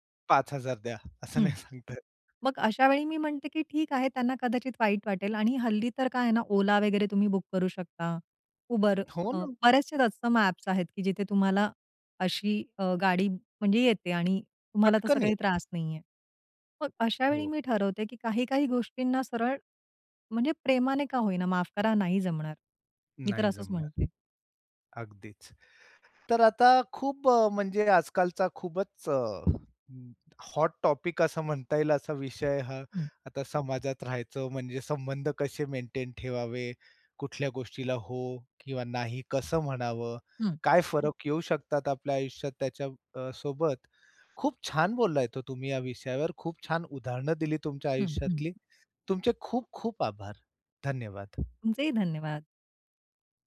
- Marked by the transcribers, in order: laughing while speaking: "नाही सांगता येत"; tapping; other background noise; in English: "हॉट टॉपिक"
- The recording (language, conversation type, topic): Marathi, podcast, नकार म्हणताना तुम्हाला कसं वाटतं आणि तुम्ही तो कसा देता?